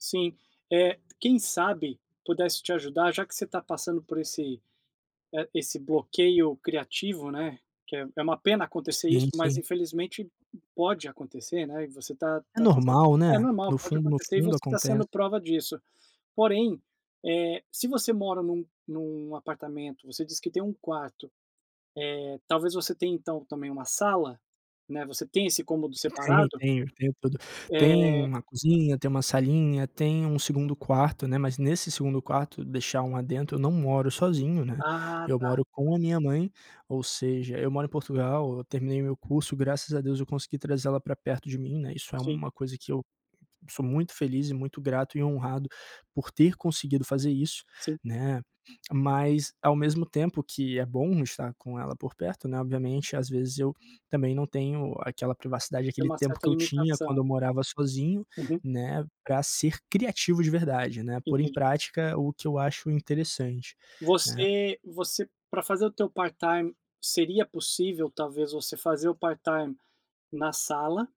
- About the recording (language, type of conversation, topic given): Portuguese, advice, Como posso quebrar minha rotina para ter mais ideias?
- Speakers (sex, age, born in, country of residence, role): male, 25-29, Brazil, Portugal, user; male, 40-44, Brazil, United States, advisor
- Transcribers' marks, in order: in English: "part-time"; in English: "part-time"